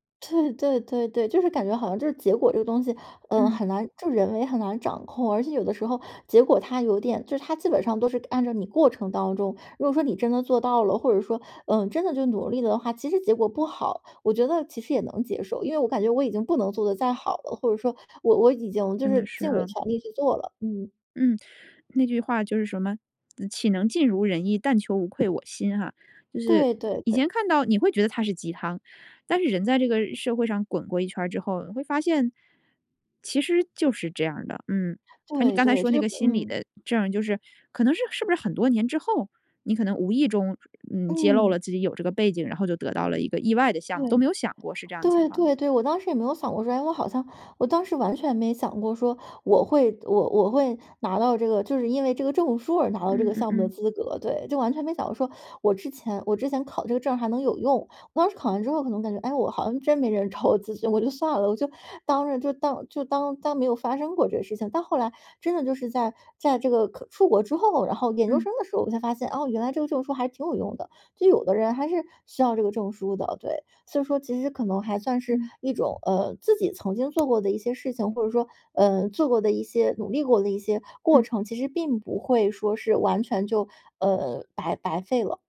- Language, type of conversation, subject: Chinese, podcast, 你觉得结局更重要，还是过程更重要？
- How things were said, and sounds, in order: tapping; laughing while speaking: "找我"